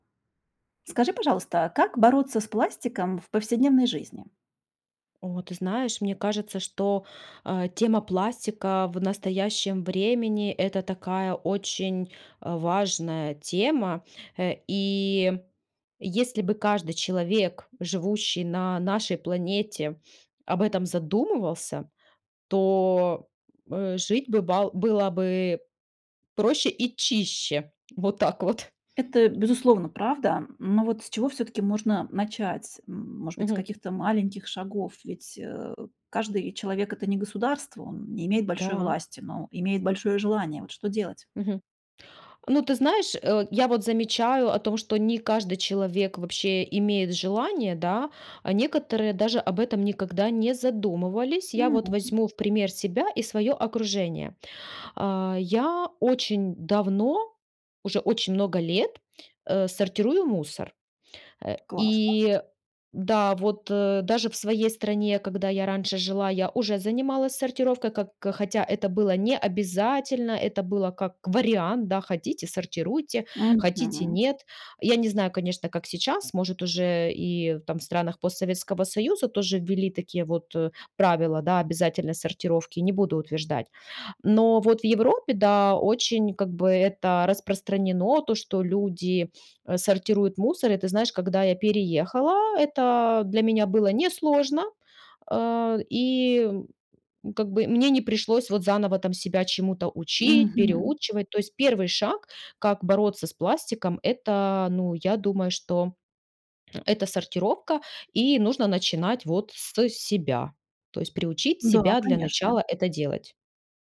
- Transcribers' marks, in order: laughing while speaking: "Вот так вот"; tapping
- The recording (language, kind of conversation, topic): Russian, podcast, Как сократить использование пластика в повседневной жизни?